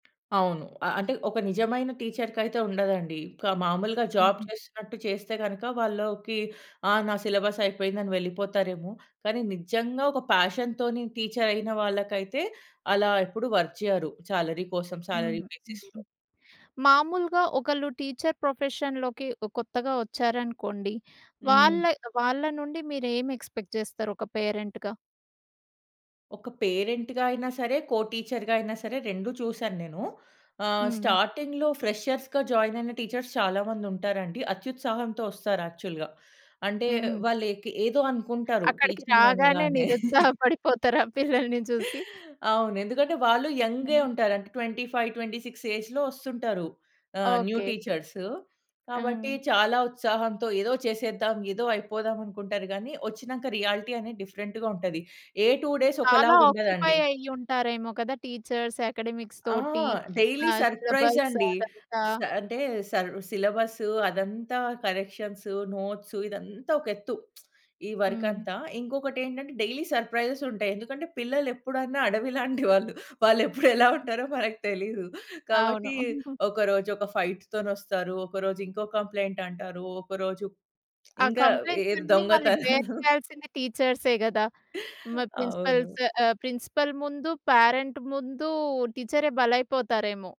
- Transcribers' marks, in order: tapping; in English: "జాబ్"; in English: "ఫ్యాషన్‌తోని"; in English: "వర్క్"; in English: "శాలరీ"; in English: "శాలరీ బేసిస్‌లో"; in English: "టీచర్ ప్రొఫెషన్‌లోకి"; in English: "ఎక్‌స్పెక్ట్"; in English: "పేరెంట్‌గా?"; in English: "పేరెంట్‌గా"; in English: "కో టీచర్‌గా"; in English: "స్టార్టింగ్‌లో ఫ్రెషర్స్‌గా జాయిన్"; in English: "టీచర్స్"; in English: "యాక్చువల్‌గా"; other background noise; in English: "టీచింగ్"; chuckle; in English: "ట్వెంటీ ఫైవ్, ట్వెంటీ సిక్స్ ఏజ్‌లో"; in English: "న్యూ టీచర్స్"; in English: "రియాలిటీ"; in English: "డిఫరెంట్‌గా"; in English: "టూ డేస్"; in English: "ఆక్యుపై"; in English: "టీచర్స్ అకాడెమిక్స్"; in English: "డైలీ సర్‌ప్రైజ్"; in English: "సిలబస్"; in English: "కరెక్షన్సు, నోట్సు"; lip smack; in English: "డైలీ సర్‌ప్రైజెస్"; laughing while speaking: "పిల్లలెప్పుడైనా అడవిలాంటి వాళ్ళు, వాళ్ళు ఎప్పుడేలా ఉంటారో మనకు తెలీదు"; giggle; in English: "ఫైట్"; laughing while speaking: "దొంగతనాలు"; in English: "బేర్"; in English: "టీచర్సే"; in English: "ప్రిన్సిపల్స్"; in English: "ప్రిన్సిపల్"; in English: "పరెంట్"
- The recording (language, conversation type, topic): Telugu, podcast, పిల్లలకు మంచి గురువుగా ఉండాలంటే అవసరమైన ముఖ్య లక్షణాలు ఏమిటి?